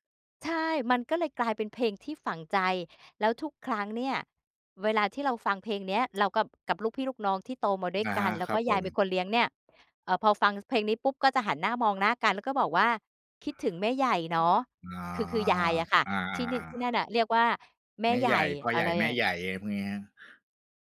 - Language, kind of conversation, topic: Thai, podcast, เพลงแรกที่คุณจำได้คือเพลงอะไร เล่าให้ฟังหน่อยได้ไหม?
- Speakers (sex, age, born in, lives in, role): female, 50-54, Thailand, Thailand, guest; male, 50-54, Thailand, Thailand, host
- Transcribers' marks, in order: tapping